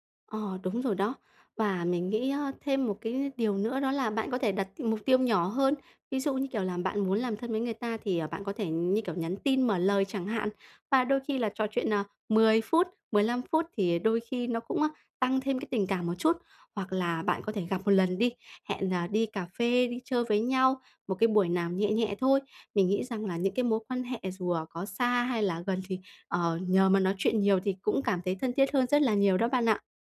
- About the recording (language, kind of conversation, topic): Vietnamese, advice, Mình nên làm gì khi thấy khó kết nối với bạn bè?
- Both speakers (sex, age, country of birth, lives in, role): female, 35-39, Vietnam, Vietnam, user; female, 50-54, Vietnam, Vietnam, advisor
- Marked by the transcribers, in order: tapping; other background noise